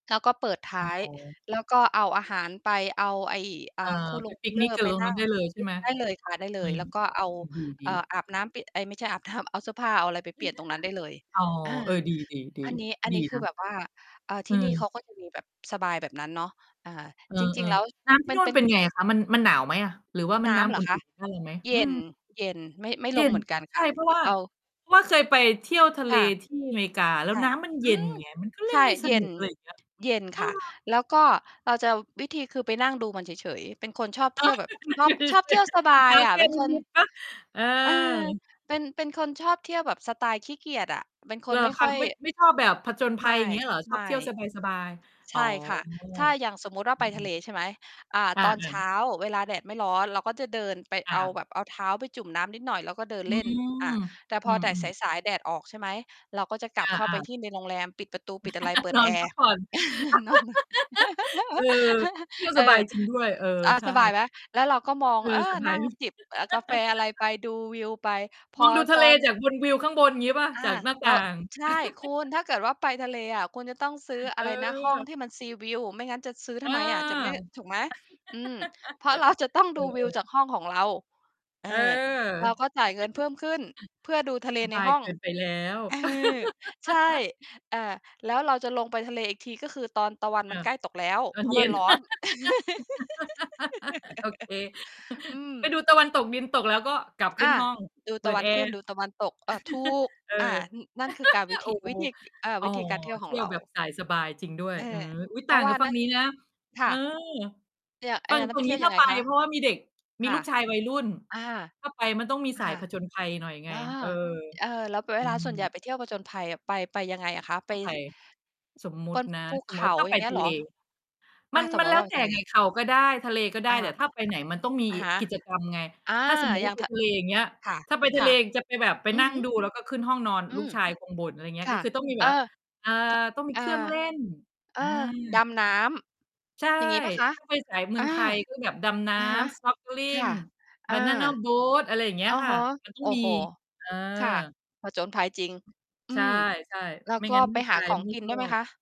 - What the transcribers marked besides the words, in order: static; unintelligible speech; distorted speech; chuckle; mechanical hum; other noise; laughing while speaking: "อ๋อ คือมันเย็นอะสิ"; laugh; chuckle; laughing while speaking: "นอนน่ะ"; giggle; laugh; chuckle; in English: "seaview"; giggle; laughing while speaking: "เรา"; chuckle; laugh; laugh; chuckle; giggle; chuckle; laugh; tapping; "ว่า" said as "หวา"; in English: "Snorkeling"
- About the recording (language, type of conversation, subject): Thai, unstructured, คุณชอบท่องเที่ยวแบบผจญภัยหรือท่องเที่ยวแบบสบายๆ มากกว่ากัน?